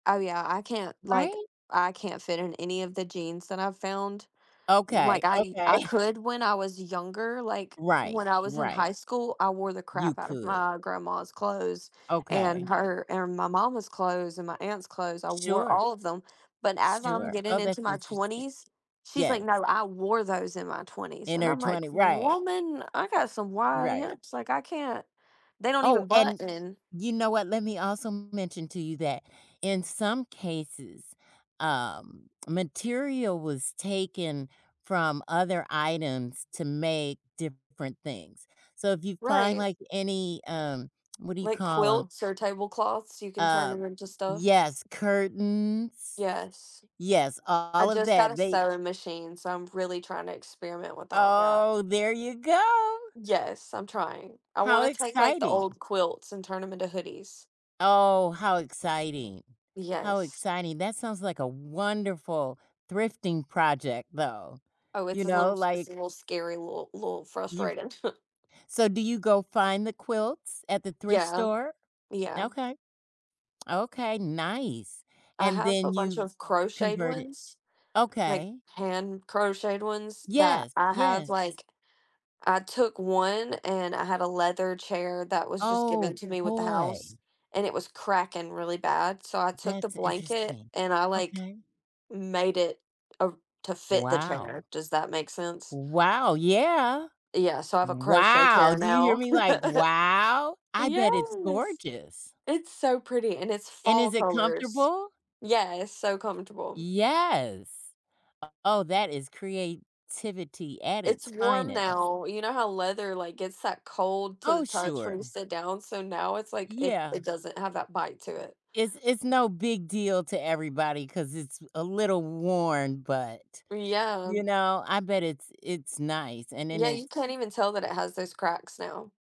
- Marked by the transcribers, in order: laughing while speaking: "okay"; other background noise; tapping; drawn out: "Oh"; stressed: "wonderful"; chuckle; surprised: "Wow! Do you hear me? Like, wow"; laugh
- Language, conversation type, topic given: English, unstructured, What factors influence your choice between buying new clothes and shopping secondhand?